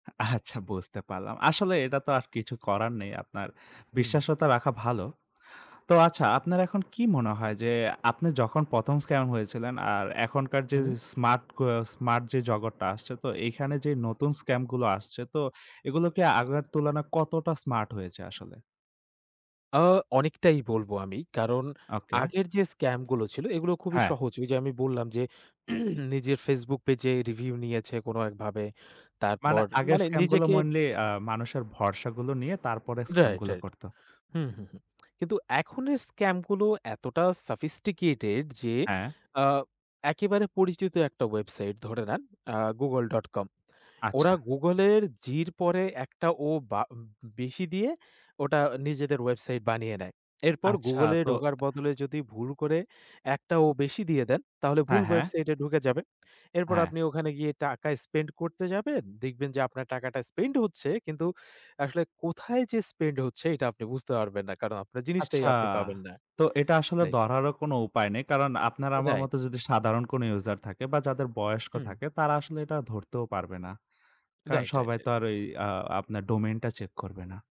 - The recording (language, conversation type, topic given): Bengali, podcast, অনলাইন প্রতারণা শনাক্ত করতে আপনি কোন কোন লক্ষণের দিকে খেয়াল করেন?
- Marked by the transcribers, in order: other background noise; lip smack; throat clearing; lip smack; in English: "sophisticated"; lip smack; tapping; drawn out: "আচ্ছা"